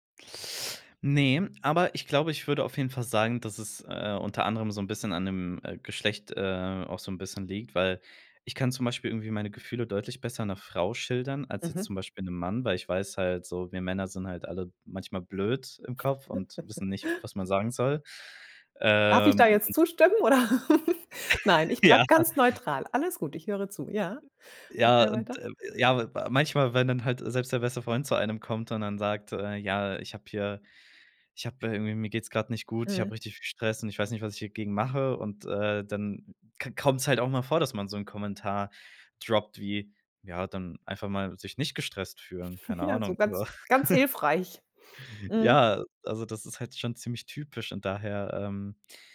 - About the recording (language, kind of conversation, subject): German, podcast, Wie sprichst du über deine Gefühle mit anderen?
- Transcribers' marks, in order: other background noise; giggle; joyful: "Darf ich da jetzt zustimmen oder?"; laugh; laughing while speaking: "Ja"; joyful: "ganz neutral"; joyful: "Ja, und, ähm, ja, wa manchmal"; in English: "droppt"; laughing while speaking: "Ja, so ganz, ganz hilfreich"; chuckle